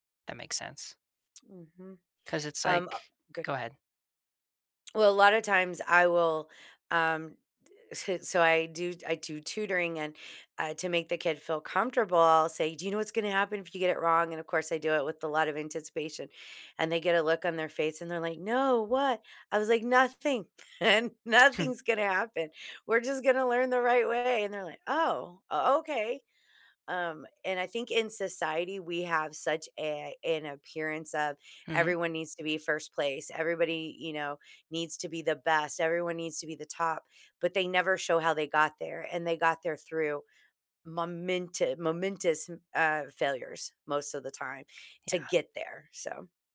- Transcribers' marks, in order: chuckle; laughing while speaking: "Nothing's gonna happen"; other background noise
- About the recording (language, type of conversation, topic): English, unstructured, How can you convince someone that failure is part of learning?
- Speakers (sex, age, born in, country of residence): female, 50-54, United States, United States; male, 20-24, United States, United States